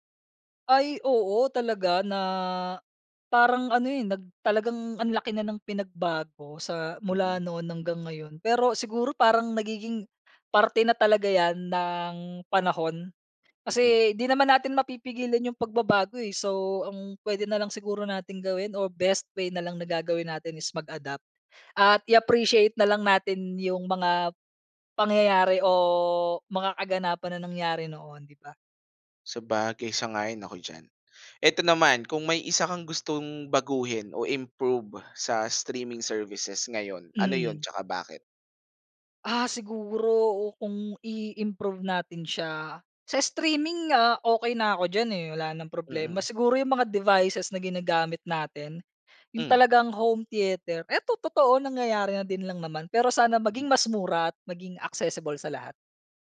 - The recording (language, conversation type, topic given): Filipino, podcast, Paano nagbago ang panonood mo ng telebisyon dahil sa mga serbisyong panonood sa internet?
- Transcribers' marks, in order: in English: "mag-adapt"; in English: "streaming services"; in English: "streaming"; in English: "home theater"